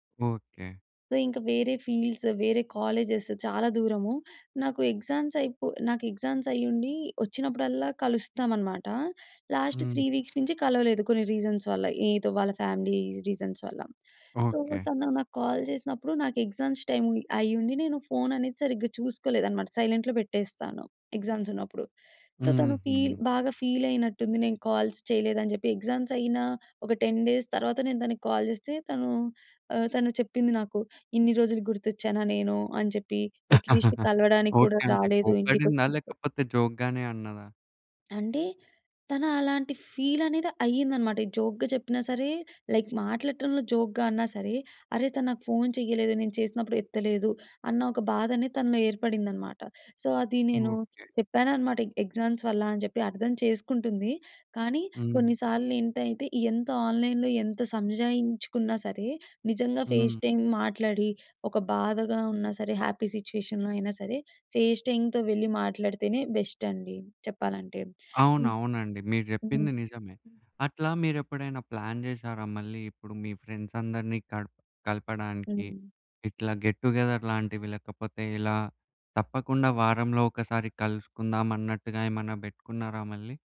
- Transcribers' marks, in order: in English: "సో"; in English: "ఫీల్డ్స్"; in English: "కాలేజేస్"; in English: "ఎగ్జామ్స్"; in English: "ఎగ్జామ్స్"; in English: "లాస్ట్ త్రీ వీక్స్"; in English: "రీజన్స్"; in English: "ఫ్యామిలీ రీజన్స్"; in English: "సో"; in English: "కాల్"; in English: "ఎగ్జామ్స్ టైం"; in English: "ఫోన్"; in English: "సైలెంట్‌లో"; in English: "ఎగ్జామ్స్"; in English: "సో"; in English: "ఫీల్"; in English: "ఫీల్"; in English: "కాల్స్"; in English: "ఎగ్జామ్స్"; in English: "టెన్ డేస్"; in English: "కాల్"; in English: "యట్ లీస్ట్"; laugh; in English: "జోక్‌గానే"; in English: "ఫీల్"; in English: "జోక్‌గా"; in English: "లైక్"; in English: "జోక్‌గా"; in English: "ఫోన్"; in English: "సో"; in English: "ఎగ్జామ్స్"; in English: "ఆన్‌లైన్‌లో"; in English: "ఫేస్ టైం"; in English: "హ్యాపీ సిట్యుయేషన్‌లో"; in English: "ఫేస్ టైంతో"; in English: "బెస్ట్"; in English: "ప్లాన్"; in English: "ఫ్రెండ్స్"; in English: "గెట్ టు గెదర్"
- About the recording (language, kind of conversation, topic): Telugu, podcast, ఫేస్‌టు ఫేస్ కలవడం ఇంకా అవసరమా? అయితే ఎందుకు?